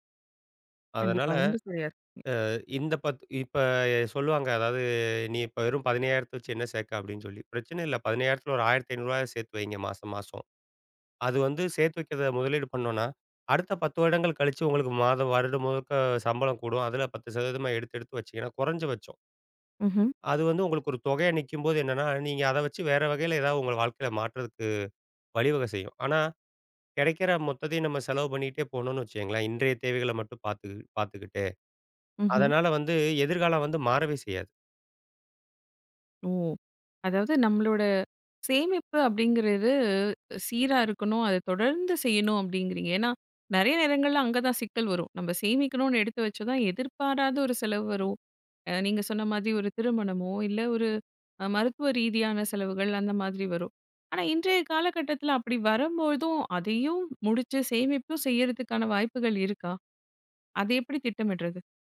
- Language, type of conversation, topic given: Tamil, podcast, பணத்தை இன்றே செலவிடலாமா, சேமிக்கலாமா என்று நீங்கள் எப்படி முடிவு செய்கிறீர்கள்?
- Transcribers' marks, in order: "சொன்னீங்க" said as "சொன்ங்க"; drawn out: "அப்படிங்குறது"